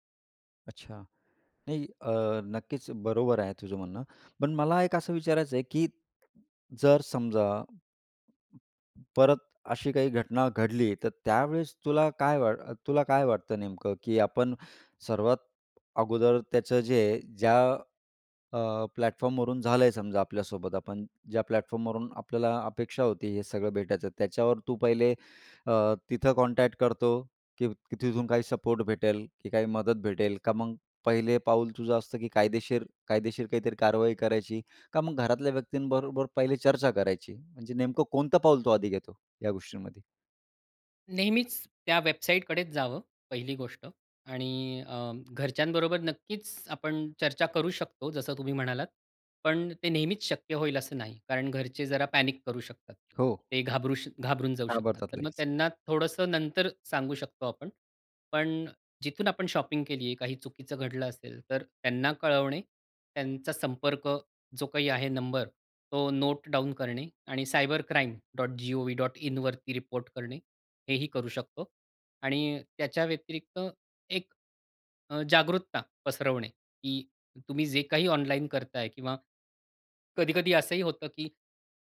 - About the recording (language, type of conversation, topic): Marathi, podcast, ऑनलाइन ओळखीच्या लोकांवर विश्वास ठेवावा की नाही हे कसे ठरवावे?
- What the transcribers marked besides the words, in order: other background noise; in English: "प्लॅटफॉर्मवरून"; in English: "प्लॅटफॉर्मवरून"; in English: "कॉन्टॅक्ट"; in English: "पॅनिक"; in English: "शॉपिंग"; in English: "नोट डाउन"